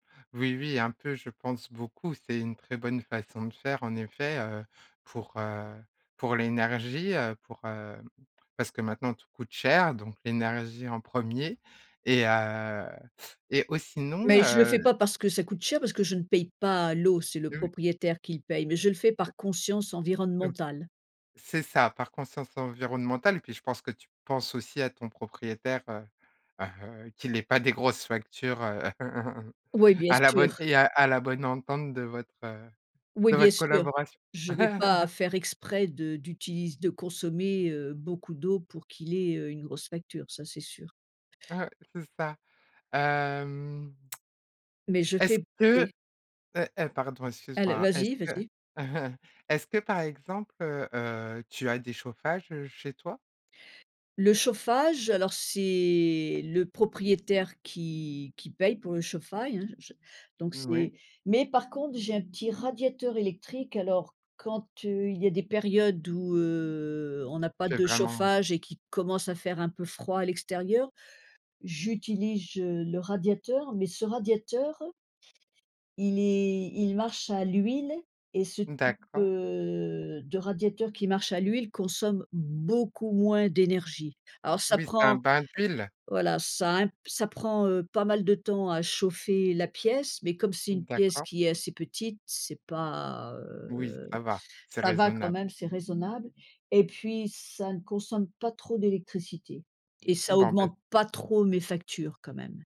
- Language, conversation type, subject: French, podcast, Quels conseils donnerais-tu pour consommer moins d’énergie à la maison ?
- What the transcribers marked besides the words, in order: unintelligible speech; other background noise; laugh; laugh; drawn out: "Hem"; laugh; "chauffage" said as "chauffail"; "j'utilise" said as "j'utilije"; stressed: "beaucoup"